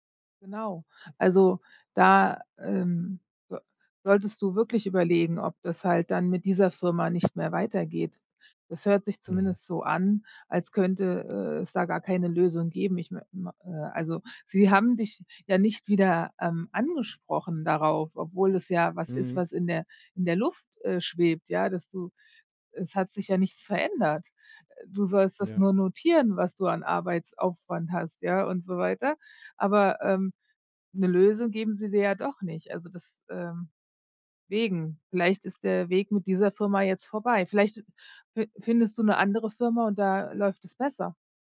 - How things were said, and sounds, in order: none
- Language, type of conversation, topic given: German, advice, Wie viele Überstunden machst du pro Woche, und wie wirkt sich das auf deine Zeit mit deiner Familie aus?